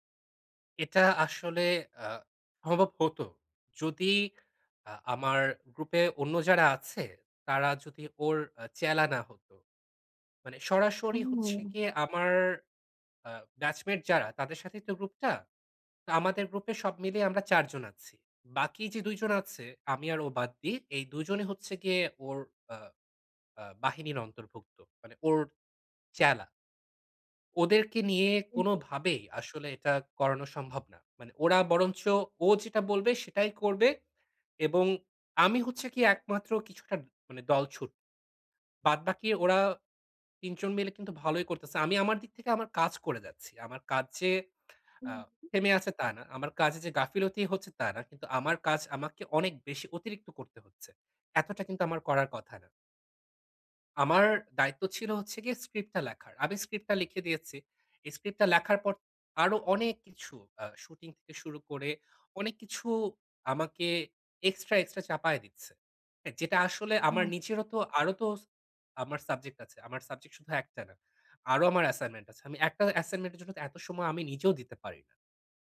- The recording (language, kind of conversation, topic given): Bengali, advice, আমি কীভাবে দলগত চাপের কাছে নতি না স্বীকার করে নিজের সীমা নির্ধারণ করতে পারি?
- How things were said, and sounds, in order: "সম্ভব" said as "সভব"; unintelligible speech